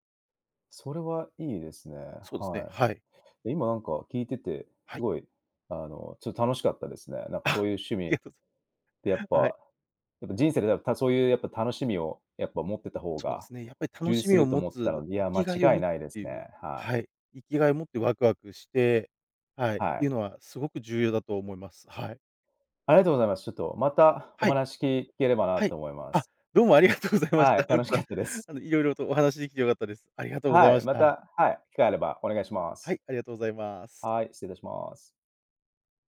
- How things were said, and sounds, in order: laughing while speaking: "いや"; laugh; laughing while speaking: "どうもありがとうございました"; laughing while speaking: "楽しかったです"
- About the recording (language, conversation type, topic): Japanese, podcast, 最近、ワクワクした学びは何ですか？
- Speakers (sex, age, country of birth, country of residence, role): male, 35-39, Japan, Japan, host; male, 40-44, Japan, Japan, guest